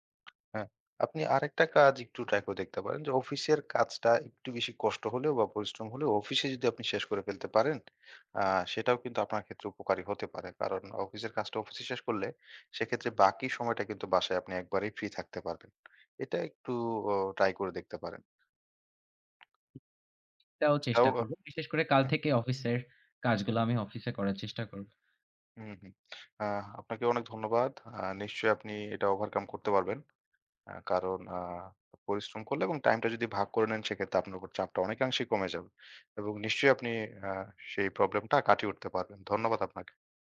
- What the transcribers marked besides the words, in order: tapping; in English: "overcome"
- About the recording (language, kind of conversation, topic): Bengali, advice, কাজের চাপ অনেক বেড়ে যাওয়ায় আপনার কি বারবার উদ্বিগ্ন লাগছে?